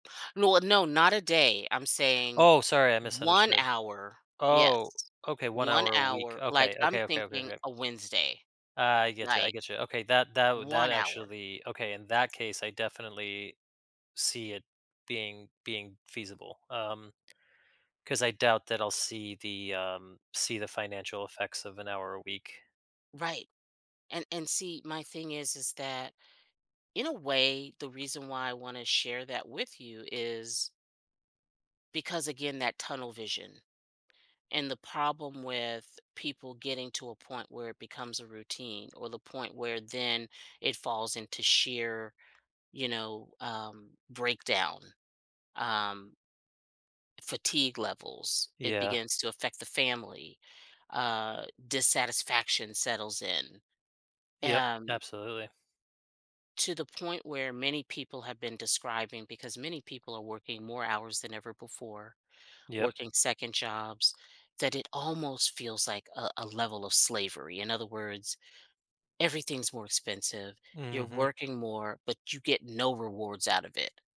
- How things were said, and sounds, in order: none
- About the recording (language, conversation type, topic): English, advice, How can I make my daily routine more joyful?